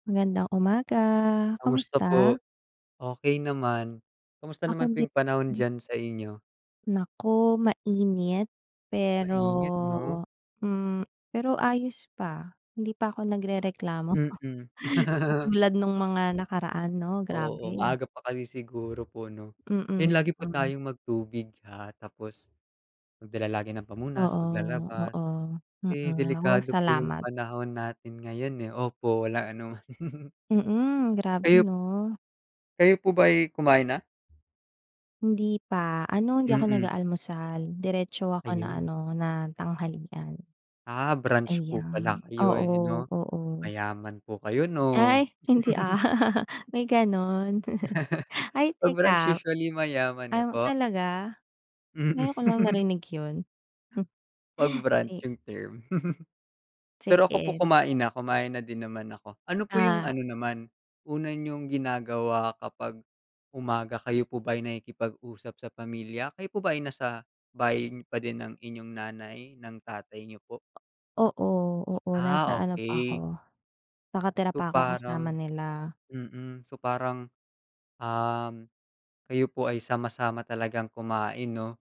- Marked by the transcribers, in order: drawn out: "pero"; tapping; chuckle; laugh; other background noise; laughing while speaking: "anuman"; chuckle; laughing while speaking: "Mm"; chuckle; chuckle; bird
- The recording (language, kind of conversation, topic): Filipino, unstructured, Paano ka natutulungan ng social media na makipag-ugnayan sa pamilya at mga kaibigan?